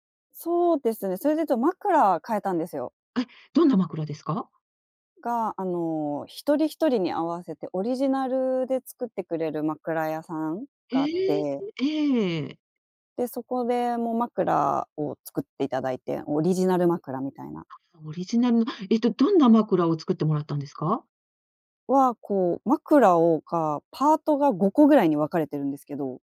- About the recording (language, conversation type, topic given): Japanese, podcast, 睡眠の質を上げるために普段どんな工夫をしていますか？
- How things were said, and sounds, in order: other background noise